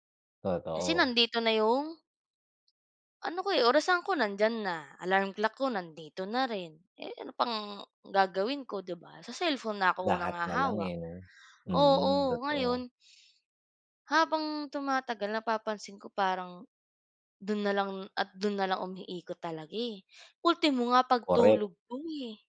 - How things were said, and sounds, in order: none
- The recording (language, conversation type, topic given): Filipino, unstructured, Ano ang masasabi mo tungkol sa unti-unting pagkawala ng mga tradisyon dahil sa makabagong teknolohiya?
- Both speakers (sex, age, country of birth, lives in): female, 25-29, Philippines, Philippines; male, 45-49, Philippines, United States